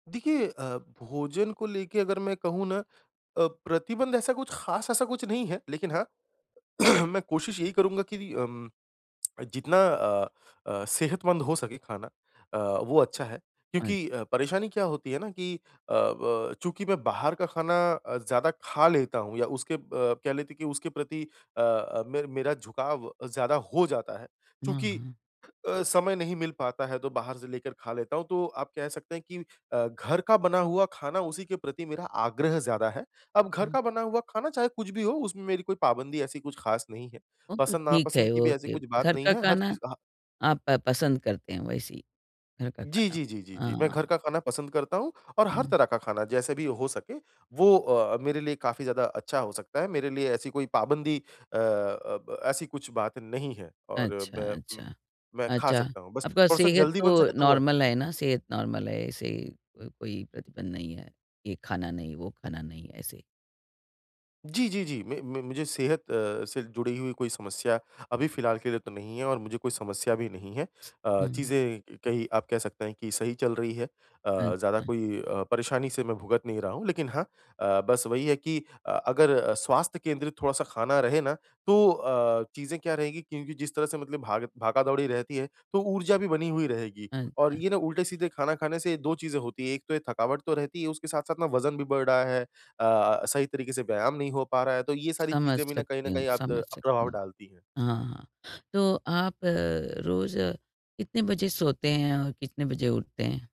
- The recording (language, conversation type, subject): Hindi, advice, व्यस्त सप्ताह के लिए मैं आसान और स्वस्थ भोजन की तैयारी कैसे करूँ?
- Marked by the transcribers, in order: throat clearing; tongue click; in English: "ओके"; in English: "नॉर्मल"; in English: "नॉर्मल"